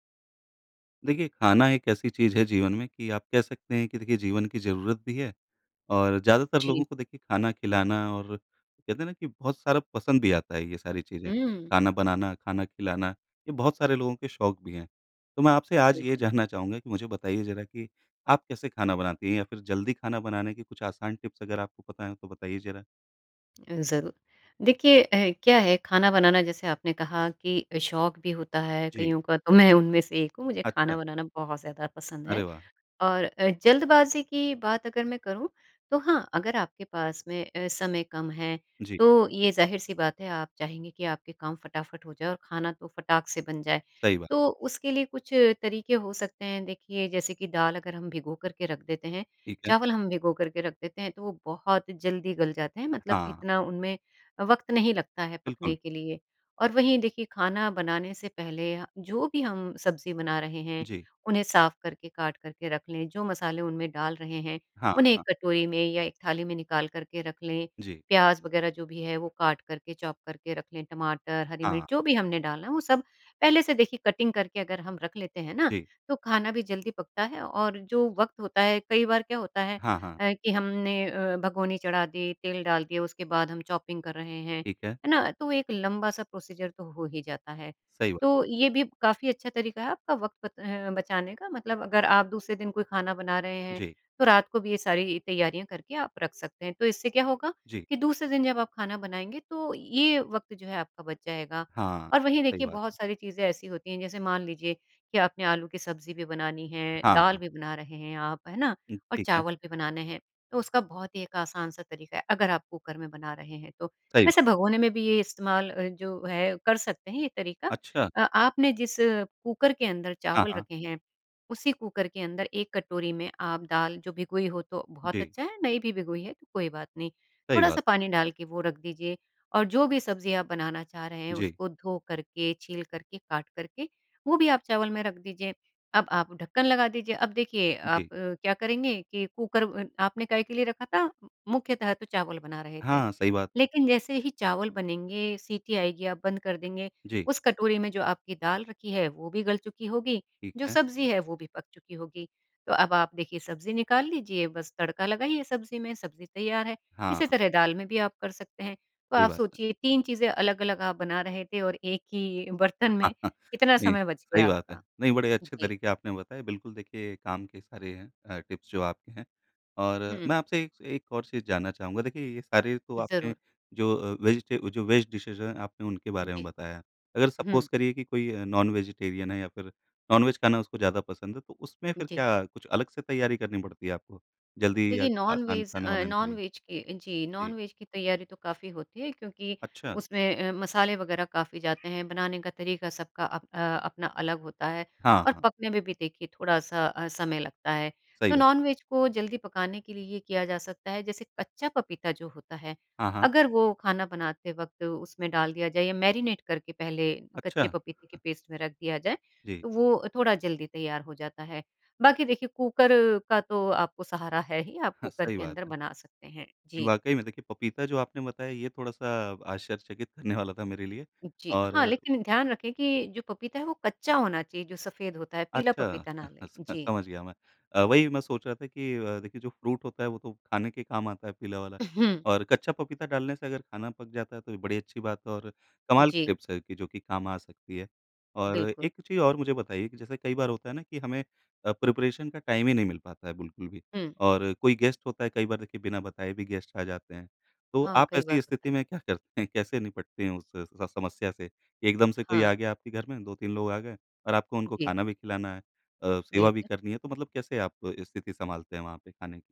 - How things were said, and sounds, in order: laughing while speaking: "जानना"; in English: "टिप्स"; laughing while speaking: "तो मैं"; in English: "चॉप"; in English: "कटिंग"; in English: "चॉपिंग"; in English: "प्रोसीजर"; laugh; laughing while speaking: "बर्तन में"; in English: "टिप्स"; in English: "वेज डिशेज़"; in English: "सपोज़"; in English: "नॉन वेजिटेरियन"; in English: "नॉन-वेज"; in English: "नॉन-वेज"; in English: "नॉन-वेज"; in English: "नॉन-वेज"; in English: "नॉन-वेज"; in English: "मैरिनेट"; in English: "पेस्ट"; chuckle; laughing while speaking: "करने"; unintelligible speech; in English: "फ़्रूट"; in English: "टिप्स"; in English: "प्रिपरेशन"; in English: "टाइम"; in English: "गेस्ट"; in English: "गेस्ट"; laughing while speaking: "करते हैं?"
- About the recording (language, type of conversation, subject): Hindi, podcast, खाना जल्दी बनाने के आसान सुझाव क्या हैं?